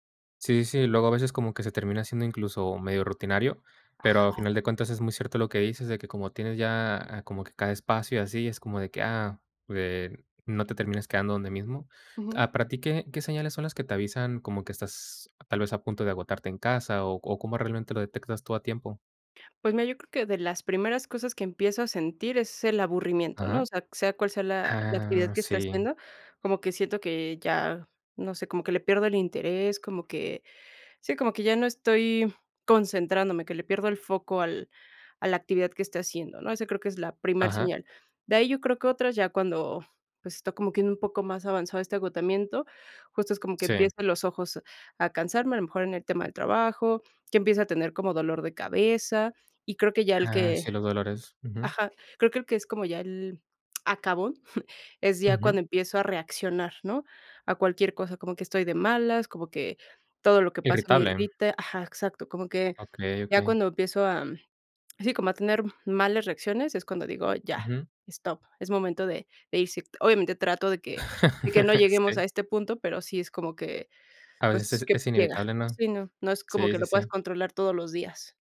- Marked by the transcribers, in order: laugh
- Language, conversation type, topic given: Spanish, podcast, ¿Qué estrategias usas para evitar el agotamiento en casa?